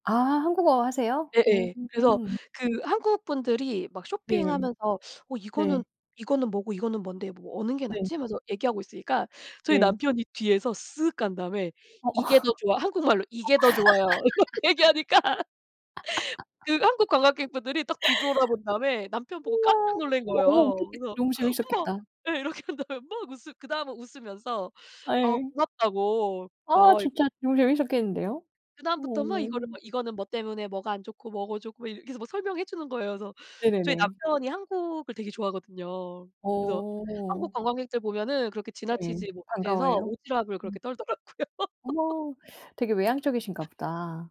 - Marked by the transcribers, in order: other background noise; "어느" said as "어는"; laughing while speaking: "어"; laugh; laughing while speaking: "이렇게 얘기하니까"; laugh; gasp; put-on voice: "엄마!"; laughing while speaking: "이렇게"; tapping; laughing while speaking: "떨더라고요"; laugh
- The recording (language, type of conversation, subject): Korean, unstructured, 여행 중에 겪었던 재미있는 에피소드가 있나요?